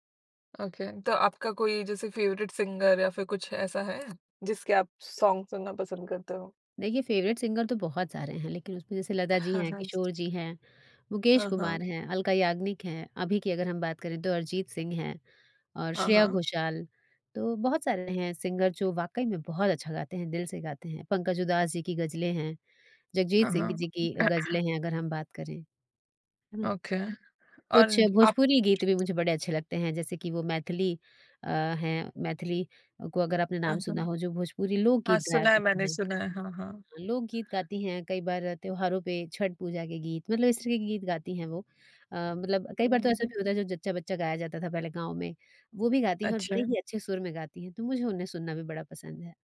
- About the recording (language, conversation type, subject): Hindi, podcast, रोज़ सीखने की आपकी एक छोटी-सी आदत क्या है?
- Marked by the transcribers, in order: in English: "ओके"; in English: "फेवरेट सिंगर"; tapping; in English: "सॉन्ग"; in English: "फेवरेट सिंगर"; in English: "सिंगर"; throat clearing; other noise; in English: "ओके"